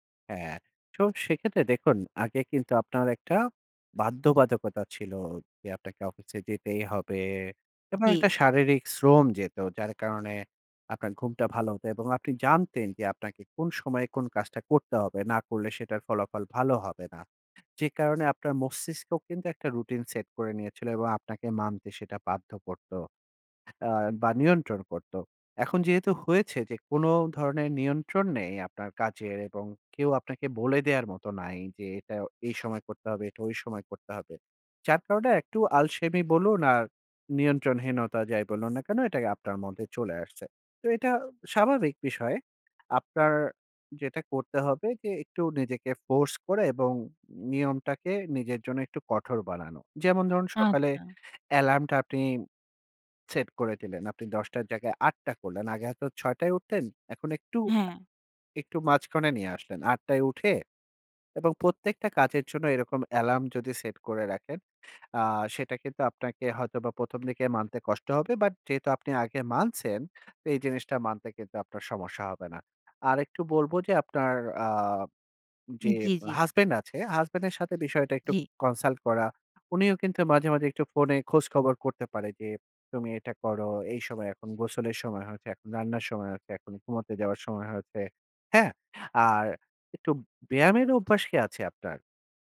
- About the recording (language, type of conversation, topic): Bengali, advice, ঘুমের অনিয়ম: রাতে জেগে থাকা, সকালে উঠতে না পারা
- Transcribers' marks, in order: none